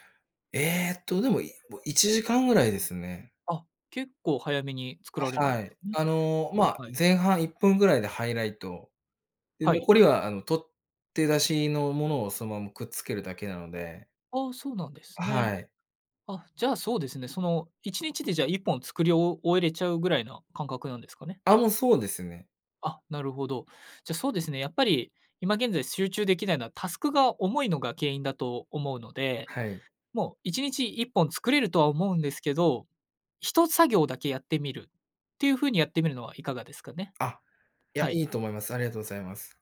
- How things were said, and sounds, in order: unintelligible speech
- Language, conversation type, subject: Japanese, advice, 仕事中に集中するルーティンを作れないときの対処法